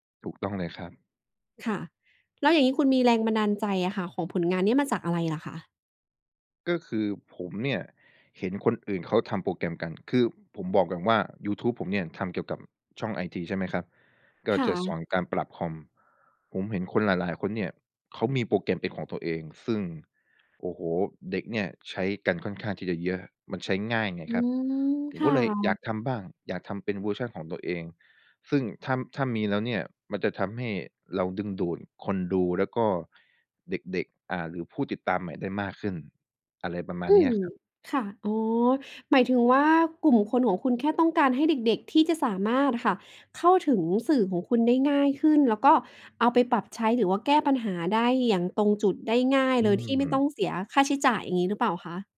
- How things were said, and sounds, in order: other background noise
- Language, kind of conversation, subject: Thai, podcast, คุณรับมือกับความอยากให้ผลงานสมบูรณ์แบบอย่างไร?